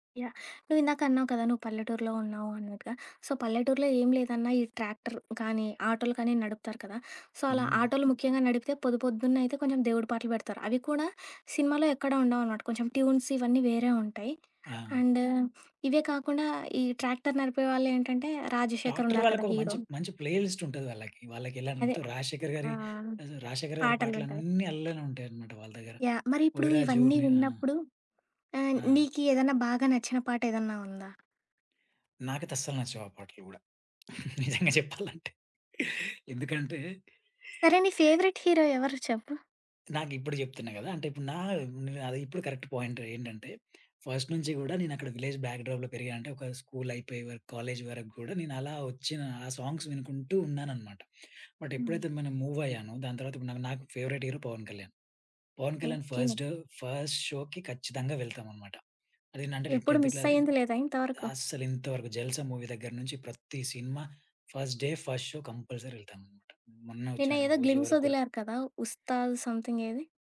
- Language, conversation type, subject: Telugu, podcast, ఏ సంగీతం వింటే మీరు ప్రపంచాన్ని మర్చిపోతారు?
- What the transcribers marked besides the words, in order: in English: "యాహ్!"; in English: "సో"; in English: "సో"; in English: "ట్యూన్స్"; other background noise; in English: "హీరో"; in English: "ప్లే లిస్ట్"; in English: "యాహ్!"; laughing while speaking: "నిజంగా చెప్పాలంటే"; in English: "ఫేవరెట్ హీరో"; in English: "కరెక్ట్"; tapping; in English: "ఫస్ట్"; in English: "విలేజ్ బ్యాక్ డ్రోప్‌లో"; in English: "సాంగ్స్"; in English: "బట్"; in English: "ఫేవరైట్ హీరో"; in English: "ఫస్ట్ షోకి"; in English: "టెన్త్ క్లాస్"; in English: "మూవీ"; in English: "ఫస్ట్ డే, ఫస్ట్ షో కంపల్సరీ"; in English: "గ్లిమ్స్"